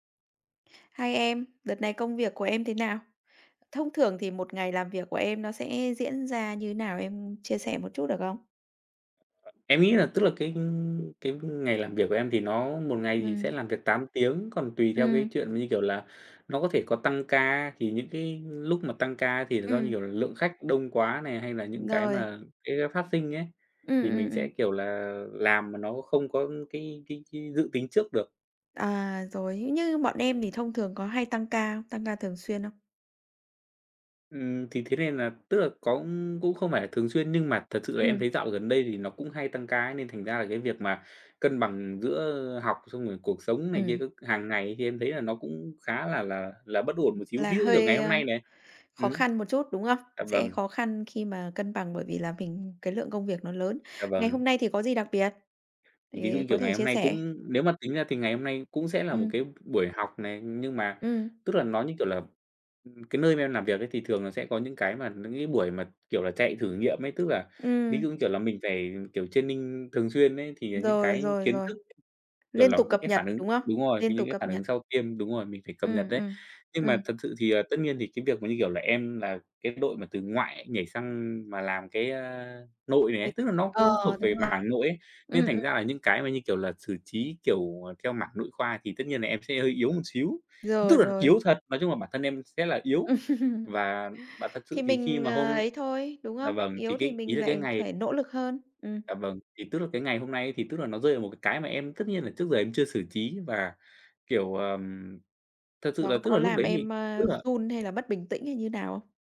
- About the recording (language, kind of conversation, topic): Vietnamese, podcast, Bạn cân bằng việc học và cuộc sống hằng ngày như thế nào?
- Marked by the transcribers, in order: tapping; other background noise; in English: "training"; chuckle